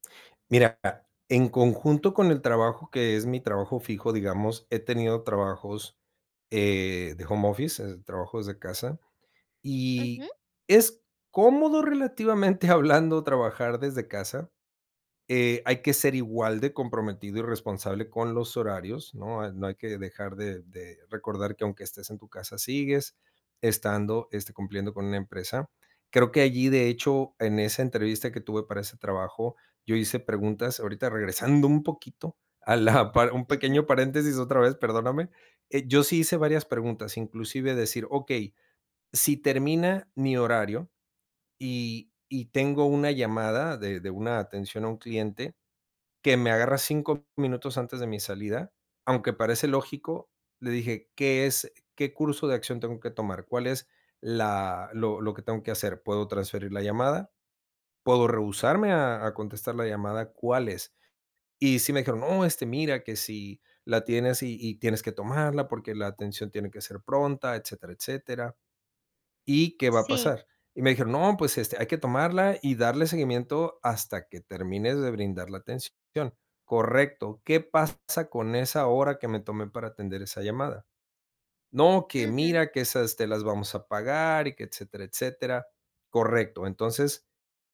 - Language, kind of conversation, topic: Spanish, podcast, ¿Qué preguntas conviene hacer en una entrevista de trabajo sobre el equilibrio entre trabajo y vida personal?
- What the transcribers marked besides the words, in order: laughing while speaking: "relativamente hablando"; laughing while speaking: "un pequeño paréntesis"